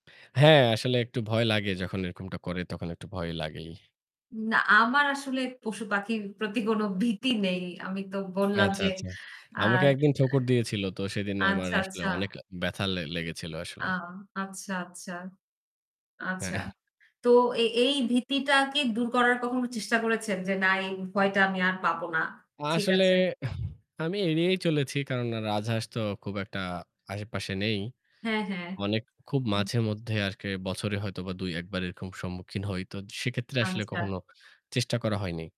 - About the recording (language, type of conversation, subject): Bengali, unstructured, মানুষের বিভিন্ন পশুর প্রতি ভয় বা অনীহা কেন থাকে?
- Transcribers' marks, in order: laughing while speaking: "প্রতি কোনো ভীতি নেই"; distorted speech; other background noise; scoff; other noise; "আশেপাশে" said as "আয়েপাশে"; "মানে" said as "মনেক"